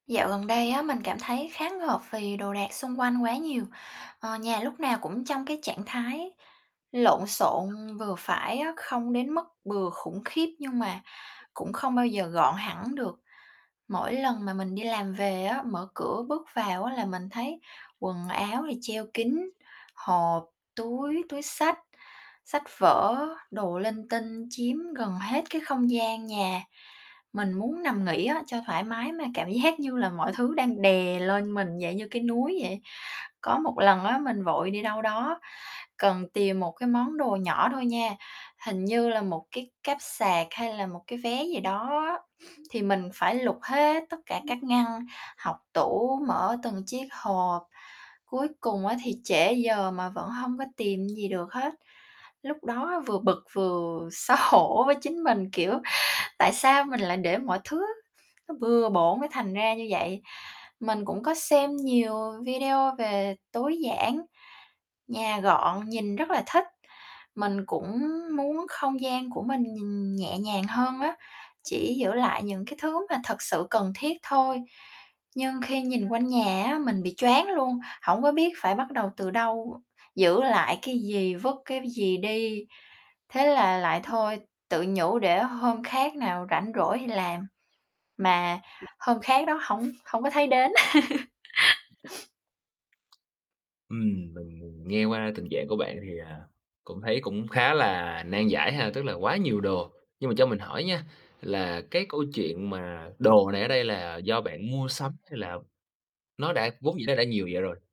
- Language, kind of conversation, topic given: Vietnamese, advice, Làm thế nào để tôi bắt đầu tối giản khi cảm thấy ngộp vì đồ đạc quá nhiều?
- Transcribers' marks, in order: other background noise; tapping; unintelligible speech; static; laughing while speaking: "giác"; unintelligible speech; distorted speech; sniff; unintelligible speech; laughing while speaking: "xấu hổ"; unintelligible speech; unintelligible speech; unintelligible speech; unintelligible speech; laugh; sniff